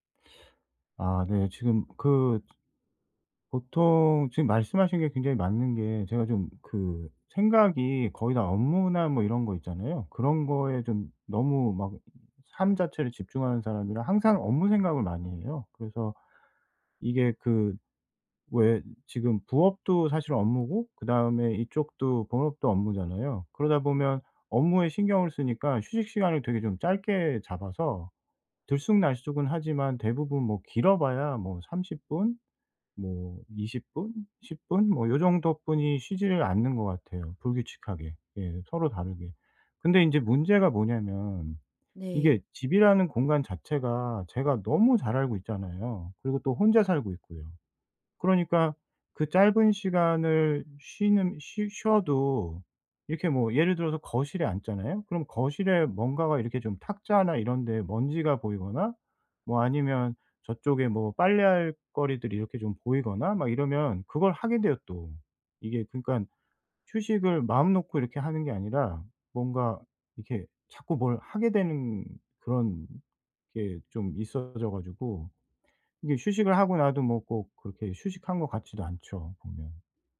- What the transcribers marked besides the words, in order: other background noise
- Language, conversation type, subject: Korean, advice, 일상에서 더 자주 쉴 시간을 어떻게 만들 수 있을까요?